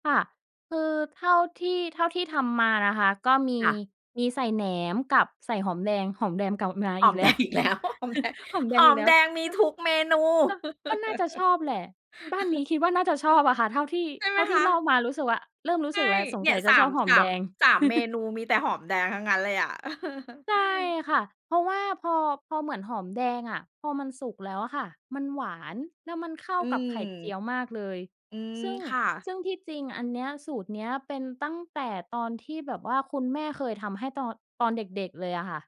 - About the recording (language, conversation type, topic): Thai, podcast, คุณชอบทำอาหารมื้อเย็นเมนูไหนมากที่สุด แล้วมีเรื่องราวอะไรเกี่ยวกับเมนูนั้นบ้าง?
- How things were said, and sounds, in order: chuckle; laughing while speaking: "แดงอีกแล้ว หอมแดง"; laugh; chuckle; chuckle